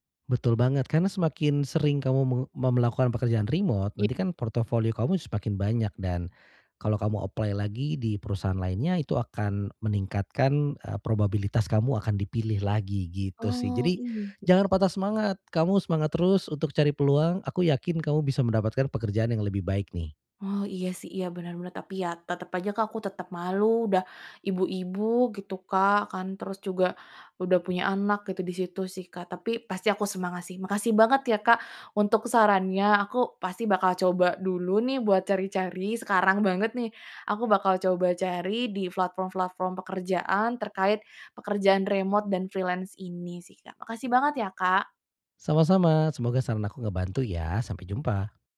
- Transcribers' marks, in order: in English: "apply"; in English: "freelance"
- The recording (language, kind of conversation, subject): Indonesian, advice, Bagaimana perasaan Anda setelah kehilangan pekerjaan dan takut menghadapi masa depan?